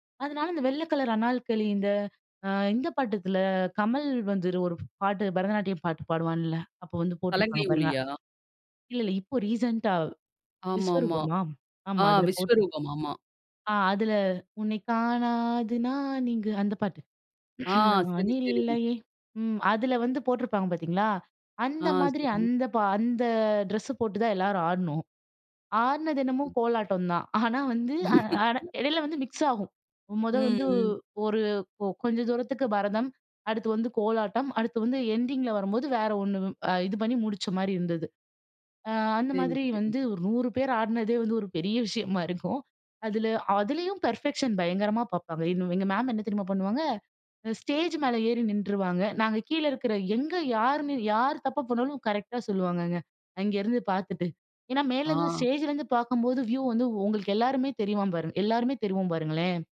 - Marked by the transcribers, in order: in English: "ரீசென்ட்டா"; other background noise; singing: "உன்னை காணாது நான் இங்கு"; throat clearing; singing: "நான் இல்லையே"; laughing while speaking: "ஆனா வந்து அ ஆனா"; chuckle; in English: "என்டிங்கில"; laughing while speaking: "விஷயமா இருக்கும்"; in English: "பெர்ஃபெக்ஷன்"; in English: "வியூ"
- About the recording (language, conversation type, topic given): Tamil, podcast, பள்ளிக்கால நினைவுகளில் உங்களை மகிழ்ச்சியடைய வைத்த ஒரு தருணம் என்ன?